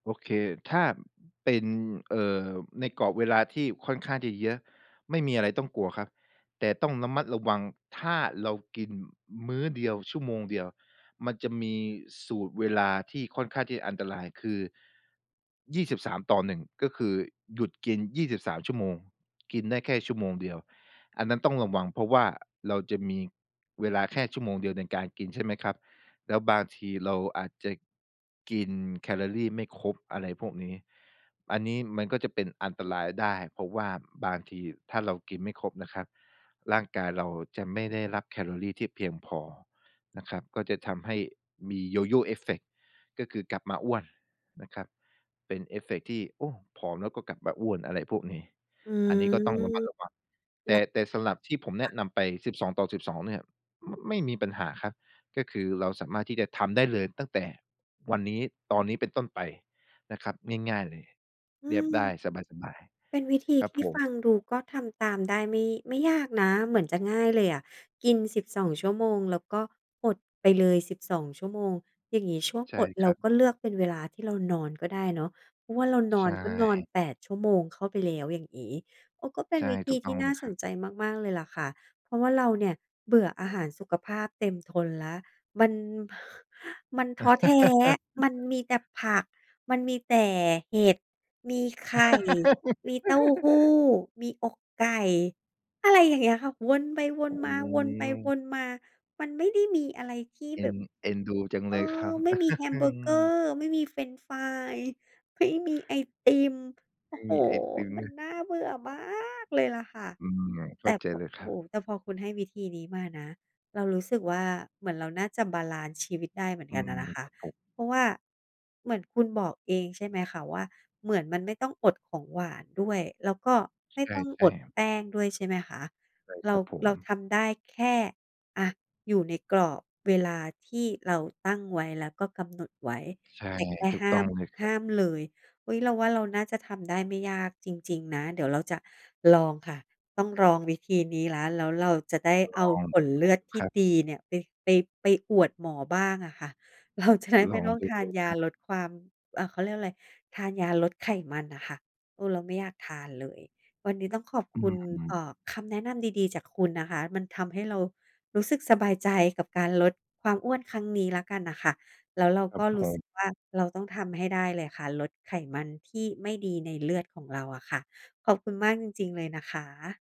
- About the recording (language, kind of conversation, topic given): Thai, advice, ทำอย่างไรดีเมื่อรู้สึกเบื่ออาหารสุขภาพและคิดวิธีทำให้น่าสนใจไม่ออก?
- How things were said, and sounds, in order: tapping; laugh; other background noise; sigh; laugh; chuckle; stressed: "มาก"; unintelligible speech; laughing while speaking: "เราจะได้"